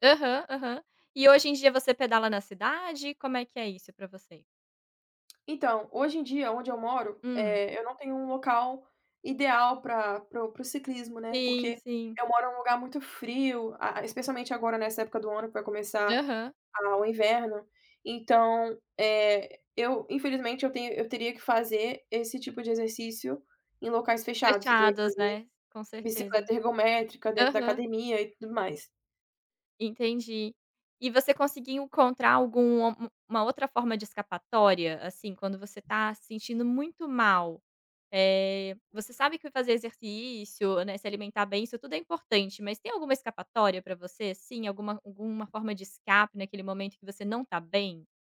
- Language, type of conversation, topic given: Portuguese, podcast, O que você faz para cuidar da sua saúde mental?
- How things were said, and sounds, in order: tapping; other background noise